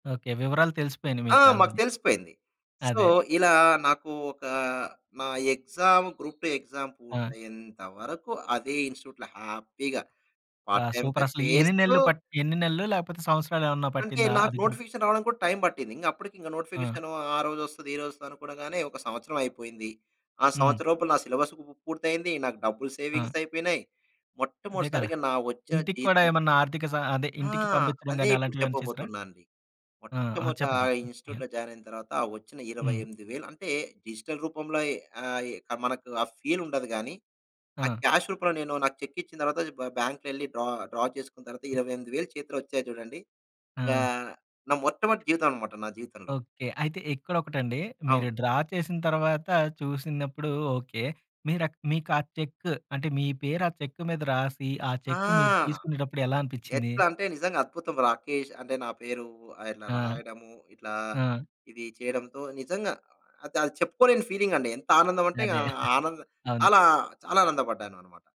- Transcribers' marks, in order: in English: "సో"; in English: "ఎక్సామ్ గ్రూప్ 2 ఎక్సామ్"; in English: "ఇన్‌స్ట్‌ట్యూట్‌లో హ్యాపీగా పార్ట్ టైమ్‌గా"; in English: "నోటిఫికేషన్"; in English: "సిలబస్"; in English: "సేవింగ్స్"; in English: "ఇన్‌స్ట్‌ట్యూట్‌లో"; in English: "యాహ్!"; in English: "డిజిటల్"; in English: "క్యాష్"; in English: "బాంక్‌లో"; in English: "డ్రా డ్రా"; other noise; other background noise; in English: "డ్రా"; in English: "చెక్"; in English: "చెక్"; chuckle
- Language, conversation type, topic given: Telugu, podcast, మొదటి ఉద్యోగం గురించి నీ అనుభవం ఎలా ఉంది?